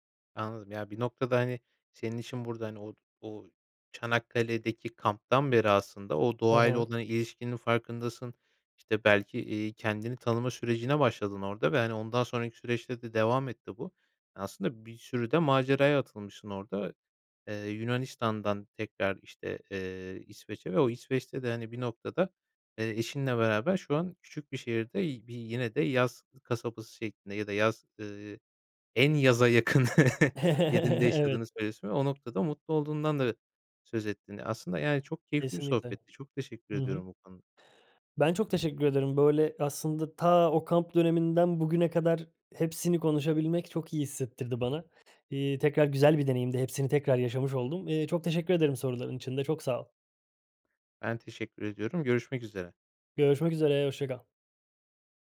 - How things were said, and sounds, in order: chuckle; laughing while speaking: "Evet"
- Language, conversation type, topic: Turkish, podcast, Bir seyahat, hayatınızdaki bir kararı değiştirmenize neden oldu mu?
- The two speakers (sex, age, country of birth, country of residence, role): male, 25-29, Turkey, Poland, host; male, 30-34, Turkey, Sweden, guest